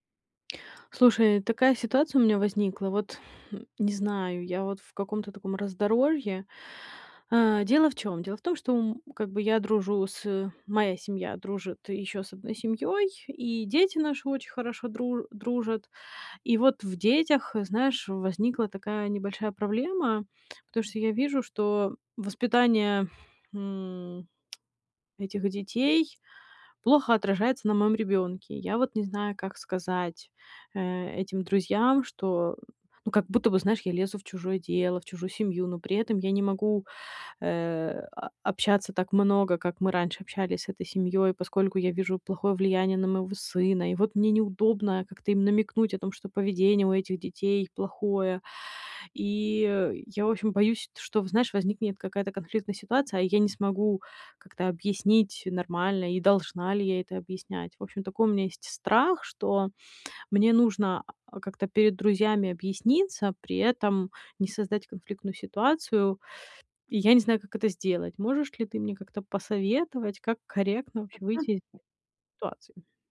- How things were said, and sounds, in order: other background noise; unintelligible speech
- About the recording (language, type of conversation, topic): Russian, advice, Как сказать другу о его неудобном поведении, если я боюсь конфликта?